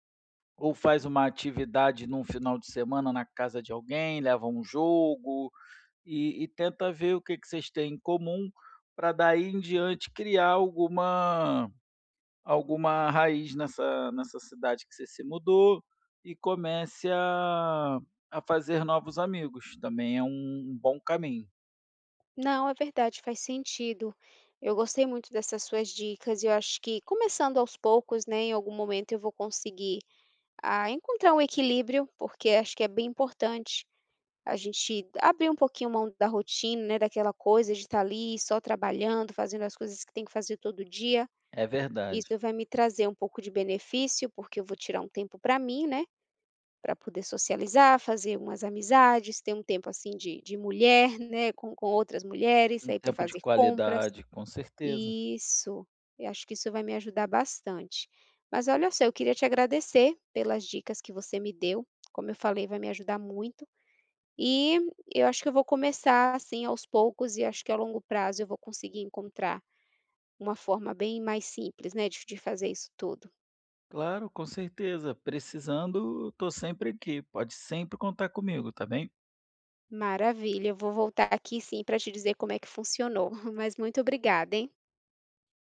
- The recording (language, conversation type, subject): Portuguese, advice, Como posso fazer amigos depois de me mudar para cá?
- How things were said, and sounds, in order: other background noise; tapping; chuckle